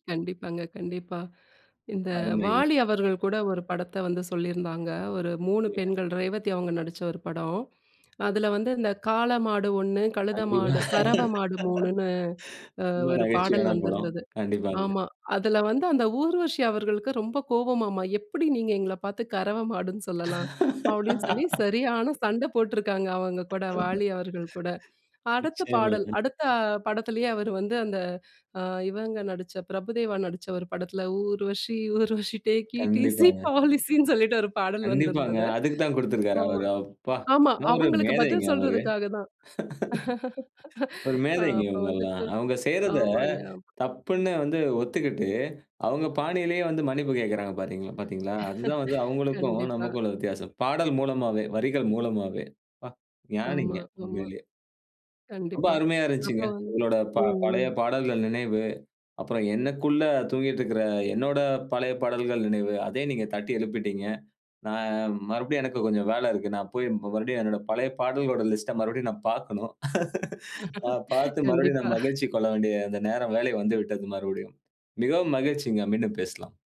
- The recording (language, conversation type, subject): Tamil, podcast, பழைய திரைப்படப் பாடலைக் கேட்டால் உங்களுக்கு மனதில் தோன்றும் நினைவு என்ன?
- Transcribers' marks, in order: laugh; laugh; laugh; tapping; singing: "ஊர்வசி ஊர்வசி டேக் ஈஸி பாலிசின்னு"; chuckle; laugh; laugh; laugh; laugh